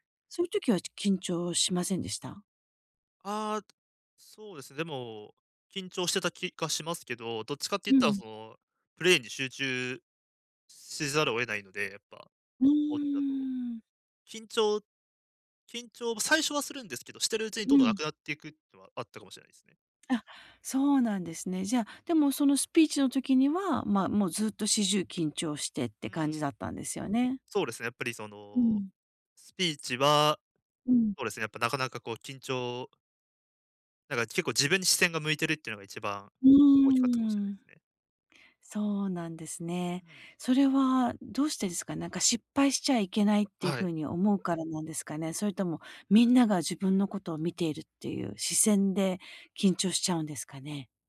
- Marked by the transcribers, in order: none
- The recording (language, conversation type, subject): Japanese, advice, 人前で話すときに自信を高めるにはどうすればよいですか？